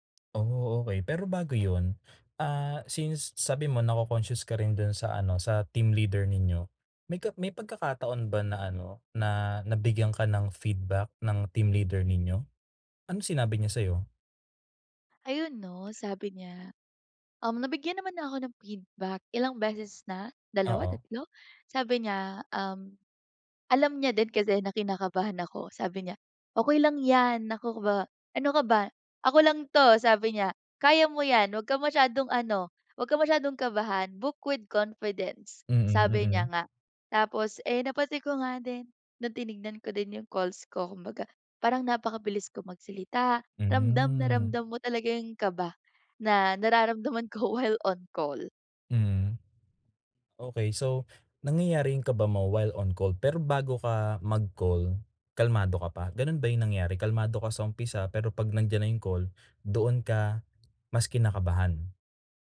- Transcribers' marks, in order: other background noise; in English: "book with confidence"
- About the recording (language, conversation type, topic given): Filipino, advice, Ano ang mga epektibong paraan para mabilis akong kumalma kapag sobra akong nababagabag?